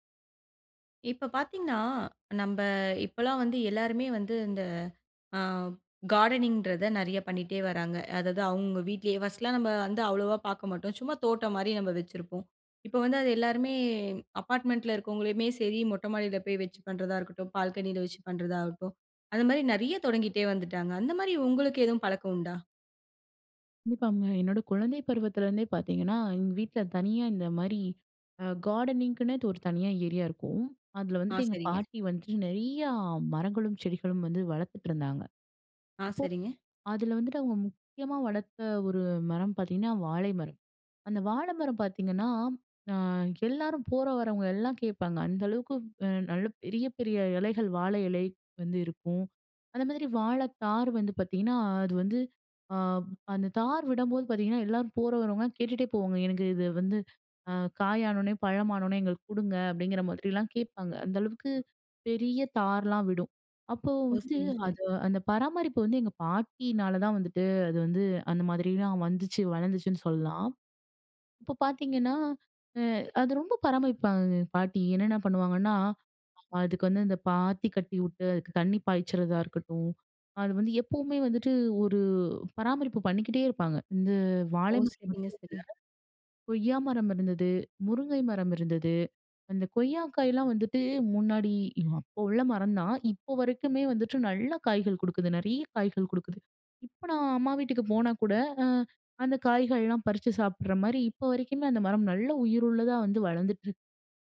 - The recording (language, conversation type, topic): Tamil, podcast, குடும்பத்தில் பசுமை பழக்கங்களை எப்படித் தொடங்கலாம்?
- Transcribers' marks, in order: other background noise; in English: "கார்டனிங்ன்றத"; in English: "அப்பார்ட்மெண்ட்டில"; in English: "கார்டனிங்கின்னே"